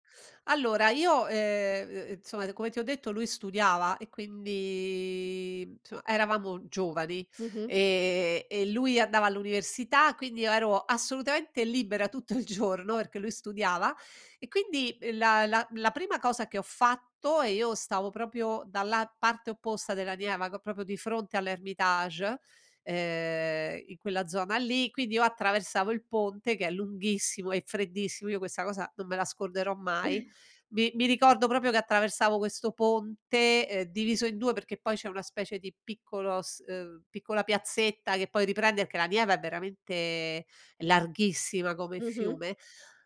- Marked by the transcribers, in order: drawn out: "quindi"; drawn out: "e"; laughing while speaking: "giorno"; "proprio" said as "propio"; drawn out: "ehm"; chuckle
- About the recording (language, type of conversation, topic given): Italian, podcast, Raccontami di un viaggio in cui la curiosità ha guidato ogni scelta?